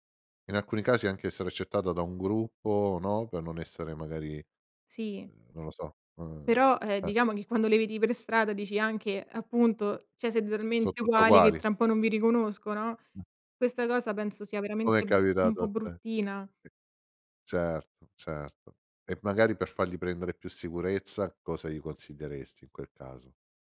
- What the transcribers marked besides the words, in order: "cioè" said as "ceh"; "talmente" said as "tarmente"; tapping; unintelligible speech
- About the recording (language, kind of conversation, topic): Italian, podcast, Raccontami un cambiamento di look che ha migliorato la tua autostima?